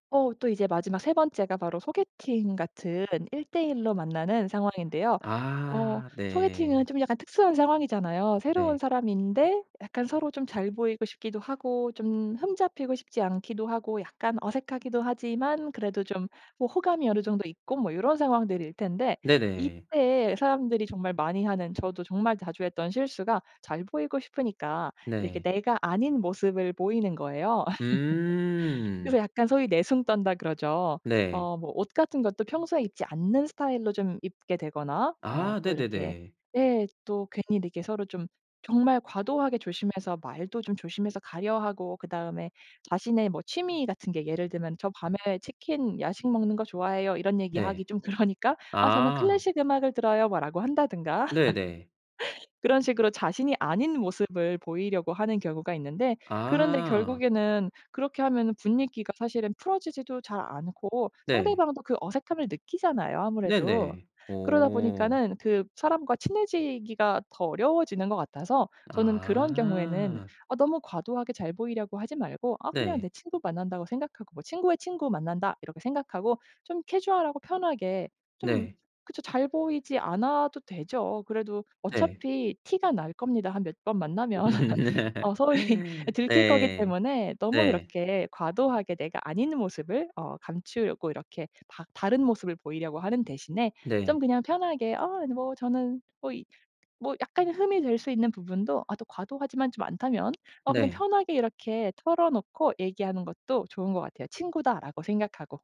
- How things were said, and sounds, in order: other background noise; laugh; laughing while speaking: "그러니까"; laugh; laugh; laughing while speaking: "소위"; laugh
- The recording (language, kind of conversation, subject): Korean, podcast, 새로운 사람과 친해지는 방법은 무엇인가요?